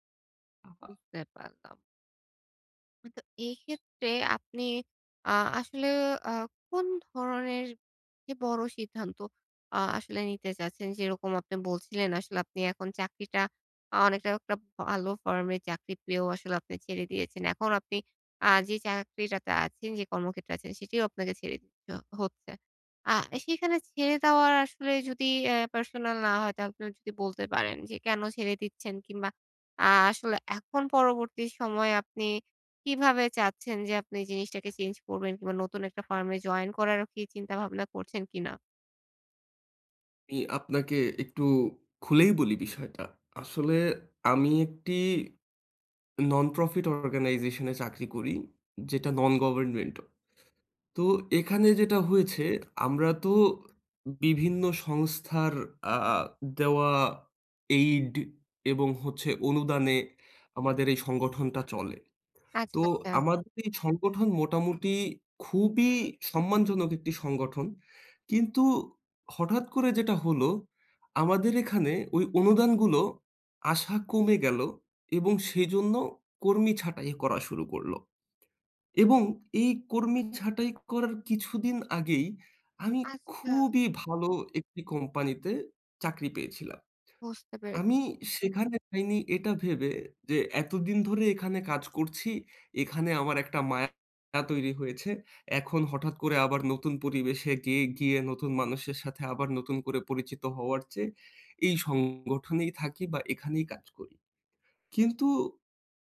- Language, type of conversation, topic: Bengali, advice, আমি কীভাবে ভবিষ্যতে অনুশোচনা কমিয়ে বড় সিদ্ধান্ত নেওয়ার প্রস্তুতি নেব?
- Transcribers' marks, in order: horn; in English: "Non-government"; in English: "aid"